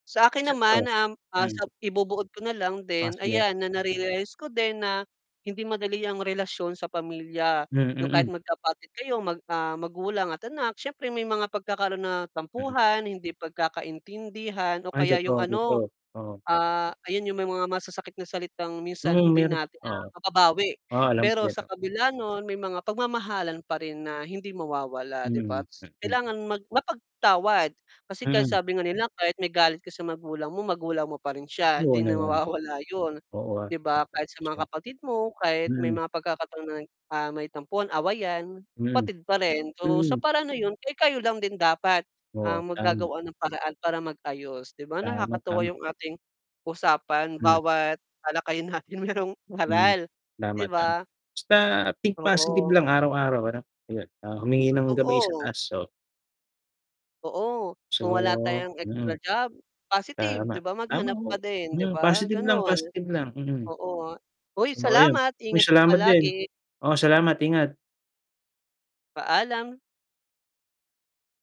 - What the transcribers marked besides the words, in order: unintelligible speech; tapping; mechanical hum; static; laughing while speaking: "mawawala"; unintelligible speech; laughing while speaking: "natin mayrong"
- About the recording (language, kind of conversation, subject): Filipino, unstructured, Ano ang unang alaala mo tungkol sa pelikulang nagustuhan mo?